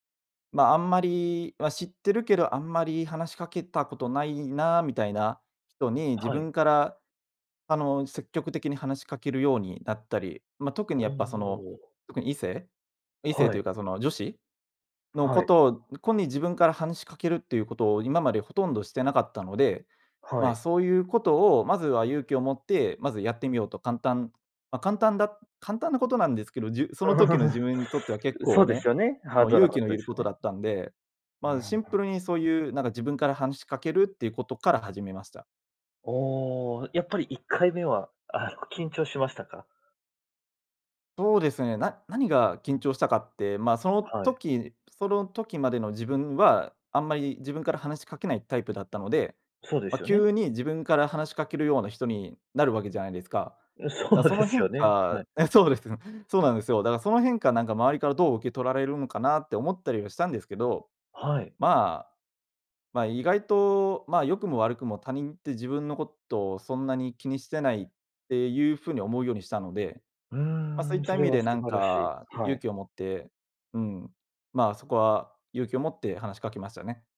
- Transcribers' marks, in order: giggle; laughing while speaking: "うん、そうですよね"
- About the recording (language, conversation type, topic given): Japanese, podcast, 誰かの一言で人生の進む道が変わったことはありますか？